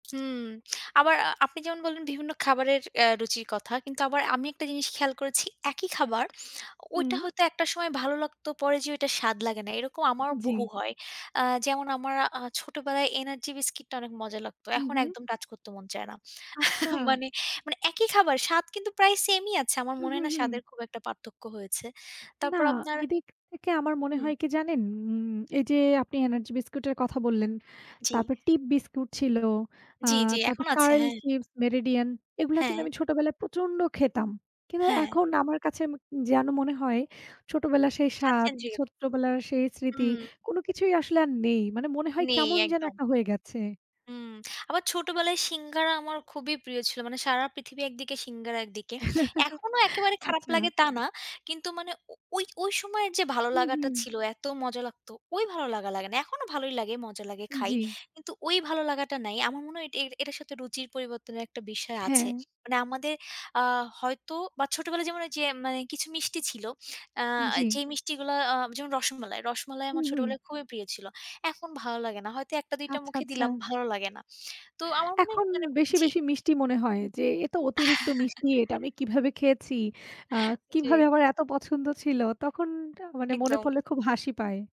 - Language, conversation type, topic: Bengali, unstructured, আপনার মতে, মানুষ কেন বিভিন্ন ধরনের খাবার পছন্দ করে?
- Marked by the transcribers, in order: tapping; chuckle; laughing while speaking: "মানে"; chuckle; laughing while speaking: "আচ্ছা"; other background noise; chuckle; laughing while speaking: "জি"